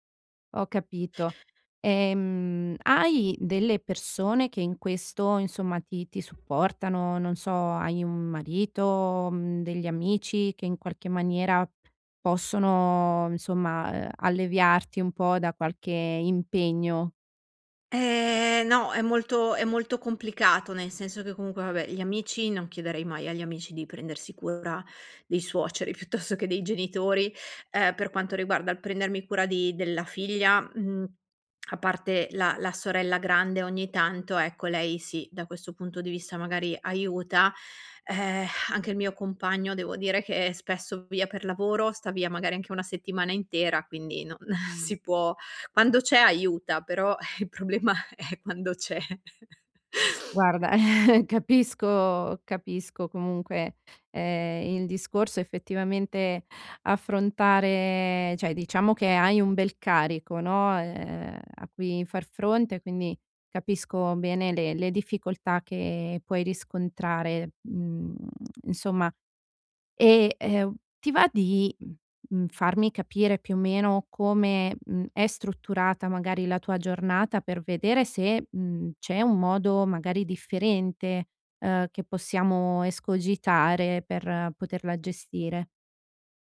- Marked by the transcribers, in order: other background noise; laughing while speaking: "piuttosto"; lip smack; sigh; laughing while speaking: "non"; sigh; laughing while speaking: "è quando c'è"; chuckle; sniff; chuckle; "cioè" said as "ceh"
- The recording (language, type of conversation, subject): Italian, advice, Come posso bilanciare i miei bisogni personali con quelli della mia famiglia durante un trasferimento?